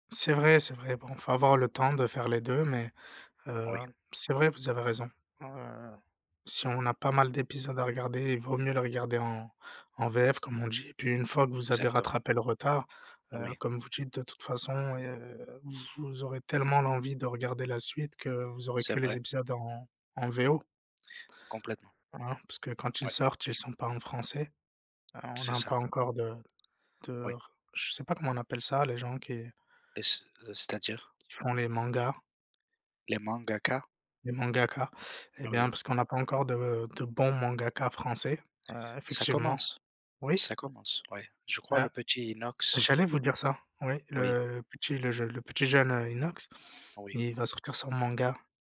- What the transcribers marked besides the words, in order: stressed: "bons"
- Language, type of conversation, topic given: French, unstructured, Entre lire un livre et regarder un film, que choisiriez-vous pour vous détendre ?